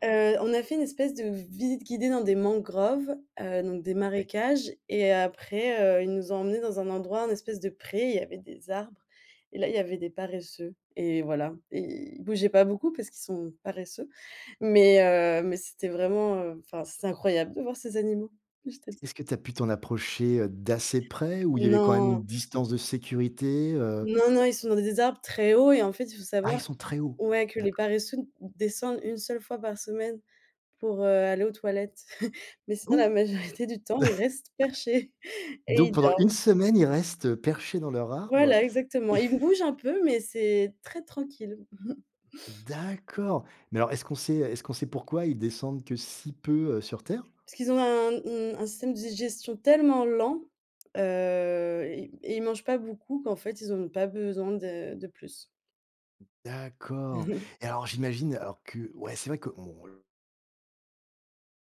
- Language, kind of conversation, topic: French, podcast, Quel est le voyage le plus inoubliable que tu aies fait ?
- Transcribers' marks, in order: unintelligible speech; tapping; chuckle; surprised: "Ah bon"; laughing while speaking: "majorité"; chuckle; chuckle; chuckle; chuckle; unintelligible speech